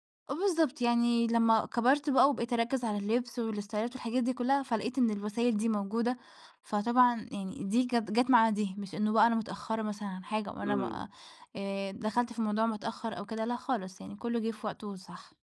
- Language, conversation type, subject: Arabic, podcast, إزاي مواقع التواصل بتأثر على مفهومك للأناقة؟
- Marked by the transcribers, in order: in English: "والاستايلات"